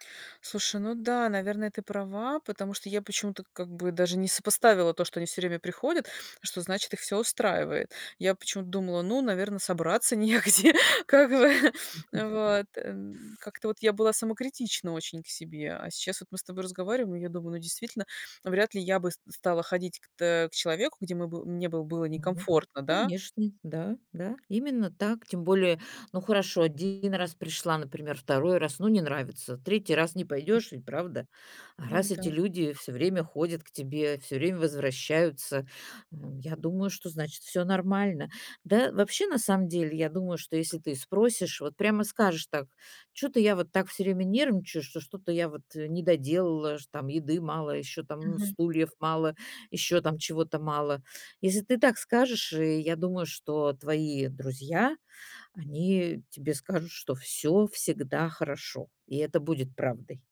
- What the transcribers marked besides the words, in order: laughing while speaking: "негде, как бы"; tapping; laugh
- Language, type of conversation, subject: Russian, advice, Как мне начать получать удовольствие на вечеринках, если я испытываю тревогу?